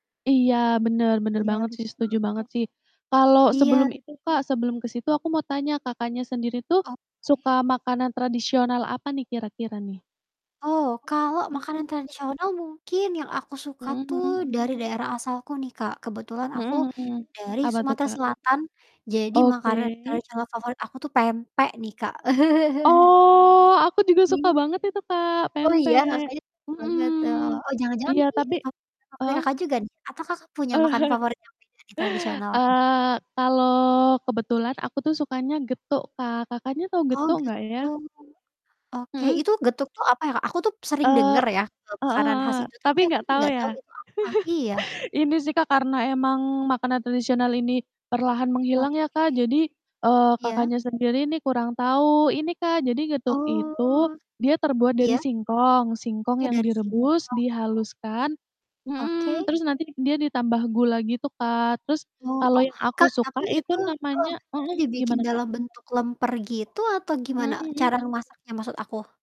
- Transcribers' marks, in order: distorted speech; background speech; drawn out: "Oh"; laugh; unintelligible speech; unintelligible speech; chuckle; chuckle; tapping
- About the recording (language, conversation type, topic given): Indonesian, unstructured, Menurut kamu, makanan tradisional apa yang harus selalu dilestarikan?